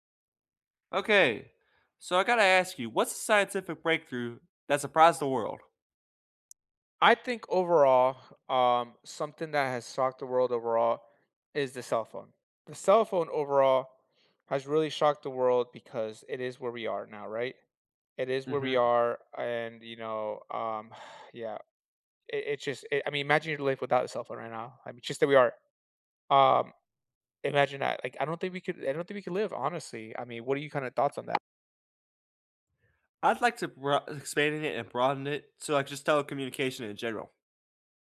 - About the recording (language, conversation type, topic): English, unstructured, What scientific breakthrough surprised the world?
- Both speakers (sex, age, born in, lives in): male, 20-24, United States, United States; male, 35-39, United States, United States
- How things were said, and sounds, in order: sigh; tapping